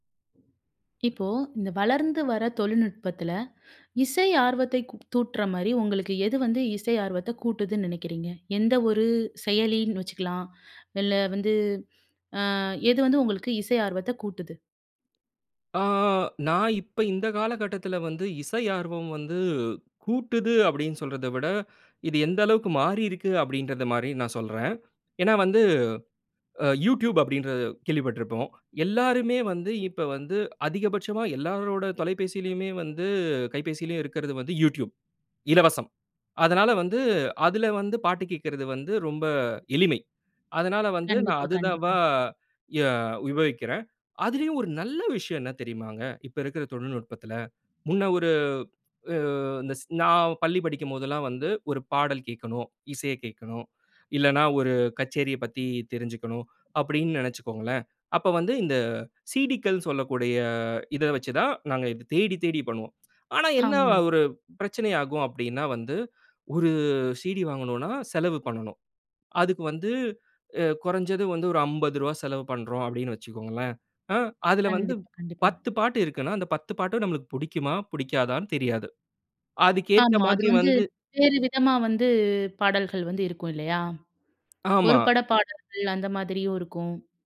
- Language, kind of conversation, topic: Tamil, podcast, தொழில்நுட்பம் உங்கள் இசை ஆர்வத்தை எவ்வாறு மாற்றியுள்ளது?
- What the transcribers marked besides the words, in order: other background noise; inhale; "தூண்டுற" said as "தூட்ற"; inhale; drawn out: "அ"; inhale; other noise; inhale; lip smack; inhale; tapping